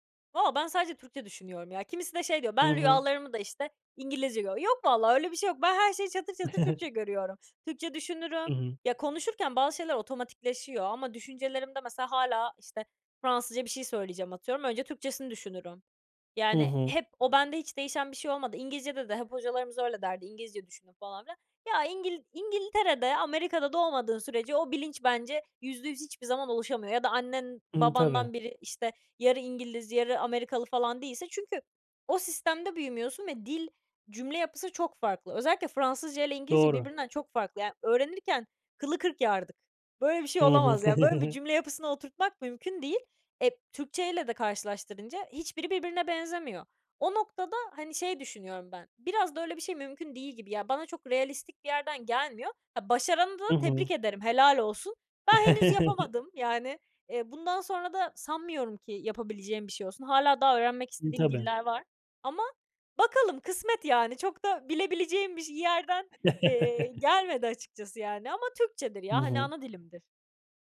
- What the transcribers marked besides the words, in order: chuckle; tapping; chuckle; chuckle; chuckle; other background noise
- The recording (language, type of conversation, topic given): Turkish, podcast, İki dil arasında geçiş yapmak günlük hayatını nasıl değiştiriyor?